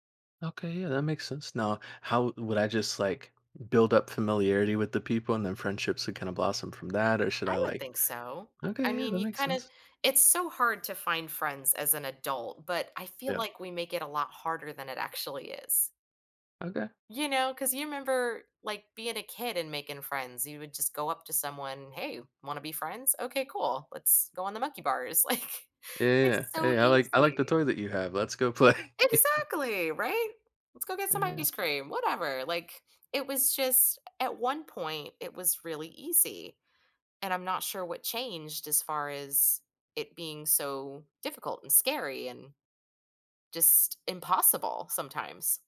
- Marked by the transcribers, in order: tapping; laughing while speaking: "like"; laughing while speaking: "play"; chuckle
- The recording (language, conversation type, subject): English, advice, How can I make new friends and feel settled after moving to a new city?
- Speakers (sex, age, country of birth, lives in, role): female, 35-39, United States, United States, advisor; male, 20-24, United States, United States, user